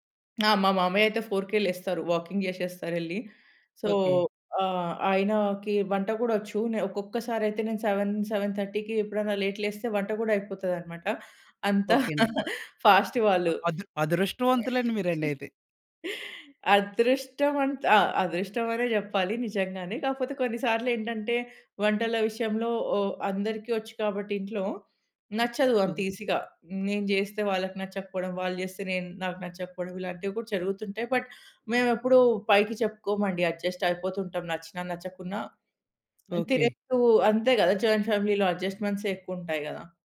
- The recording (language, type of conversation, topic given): Telugu, podcast, ఉదయం మీరు పూజ లేదా ధ్యానం ఎలా చేస్తారు?
- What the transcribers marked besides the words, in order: in English: "ఫోర్‌కే"; in English: "వాకింగ్"; in English: "సో"; in English: "సెవెన్ సెవెన్ థర్టీకి"; in English: "లేట్"; laughing while speaking: "ఫాస్ట్ వాళ్ళు"; in English: "ఫాస్ట్"; in English: "ఈజీగా"; in English: "బట్"; in English: "అడ్జస్ట్"; in English: "జాయింట్ ఫ్యామిలీలో ఎడ్జస్ట్‌మెంట్సే"